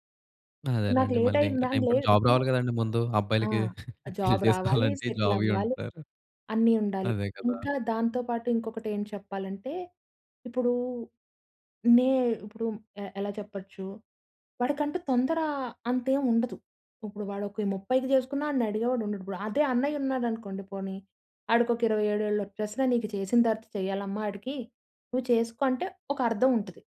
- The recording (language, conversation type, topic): Telugu, podcast, హృదయం మాట వినాలా లేక తర్కాన్ని అనుసరించాలా?
- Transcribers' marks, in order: in English: "లేట్"; in English: "జాబ్"; in English: "జాబ్"; laughing while speaking: "అబ్బాయిలకి పెళ్లి చేసుకోవాలంటే, జాబ్ ఇయ్యీ ఉంటారు"; in English: "సెటిల్"; in English: "జాబ్"